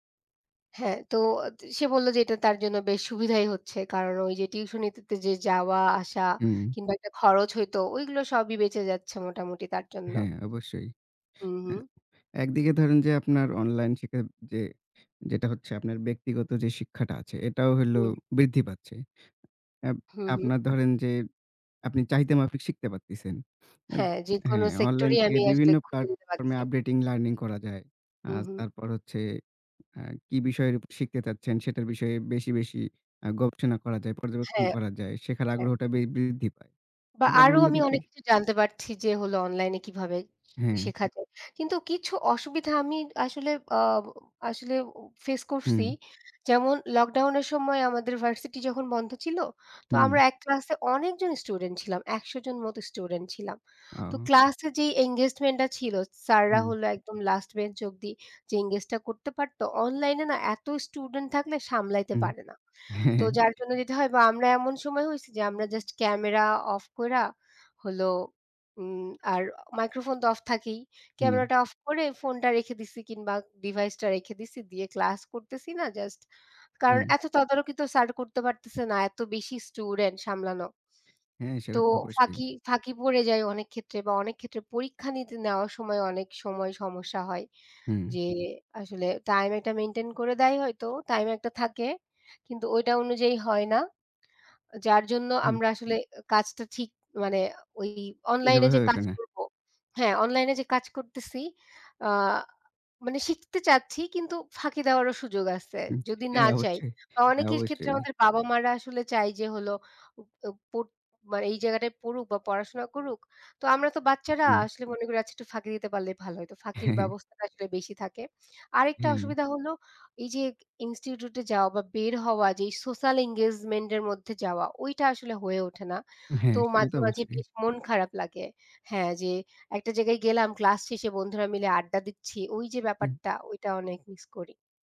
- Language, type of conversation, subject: Bengali, unstructured, অনলাইন শিক্ষার সুবিধা ও অসুবিধাগুলো কী কী?
- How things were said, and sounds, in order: tapping; unintelligible speech; "করছি" said as "করসি"; other background noise; laughing while speaking: "হ্যাঁ"; lip smack; chuckle; lip smack